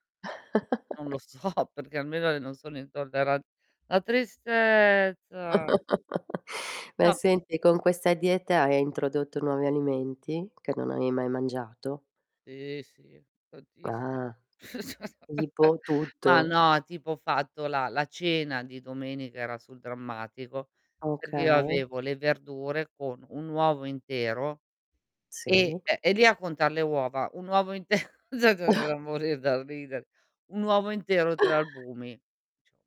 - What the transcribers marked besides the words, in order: chuckle; laughing while speaking: "so"; distorted speech; stressed: "tristezza"; chuckle; "avevi" said as "avei"; chuckle; tapping; laughing while speaking: "inte"; unintelligible speech; chuckle; unintelligible speech
- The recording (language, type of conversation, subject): Italian, unstructured, Qual è l’importanza della varietà nella nostra dieta quotidiana?